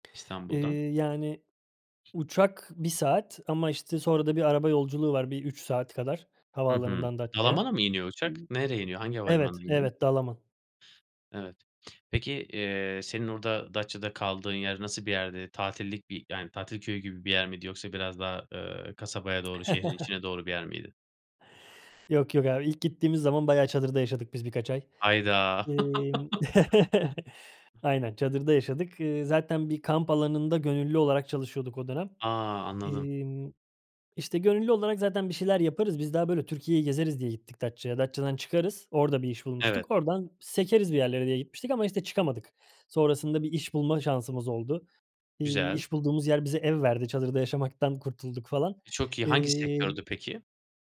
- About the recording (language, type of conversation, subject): Turkish, podcast, Taşınmamın ya da memleket değiştirmemin seni nasıl etkilediğini anlatır mısın?
- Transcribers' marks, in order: other background noise; tapping; chuckle; chuckle